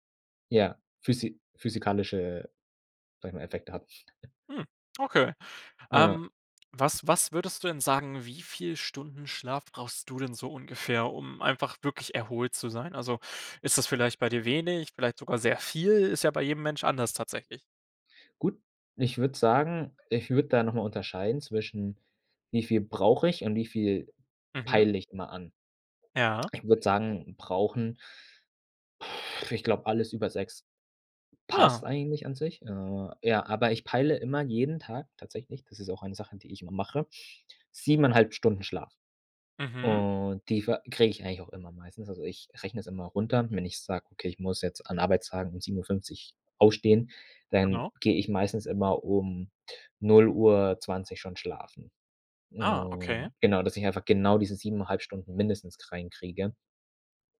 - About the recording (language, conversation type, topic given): German, podcast, Was hilft dir beim Einschlafen, wenn du nicht zur Ruhe kommst?
- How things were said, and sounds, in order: chuckle; lip trill